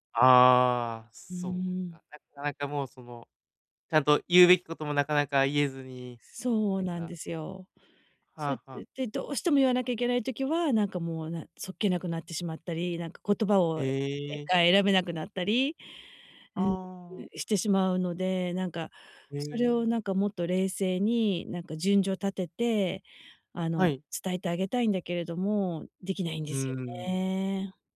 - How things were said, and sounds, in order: none
- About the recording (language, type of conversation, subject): Japanese, advice, 相手を傷つけずに建設的なフィードバックを伝えるにはどうすればよいですか？